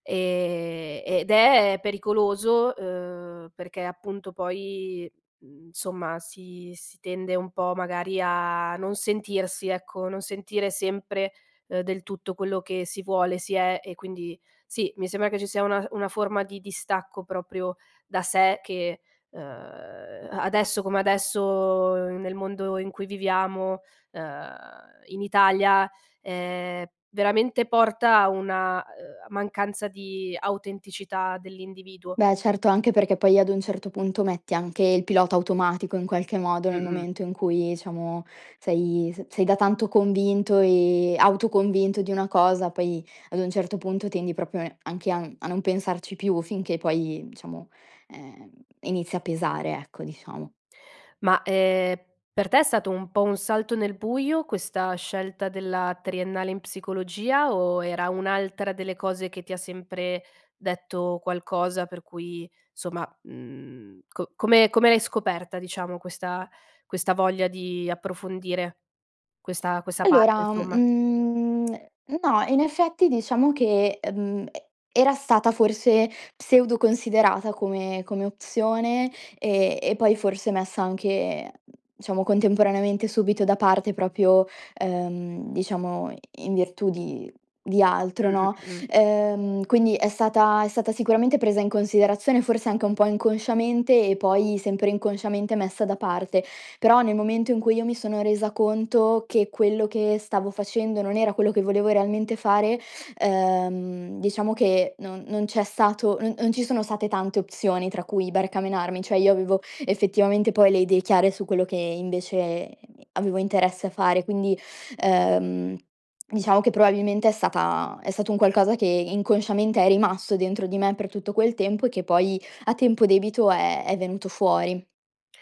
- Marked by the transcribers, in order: other background noise; "diciamo" said as "iciamo"; "diciamo" said as "ciamo"; "stato" said as "sato"; "diciamo" said as "ciamo"; "proprio" said as "propio"; "stata" said as "sata"; "stata" said as "sata"; "stato" said as "sato"; "state" said as "sate"
- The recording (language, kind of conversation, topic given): Italian, podcast, Quando è il momento giusto per cambiare strada nella vita?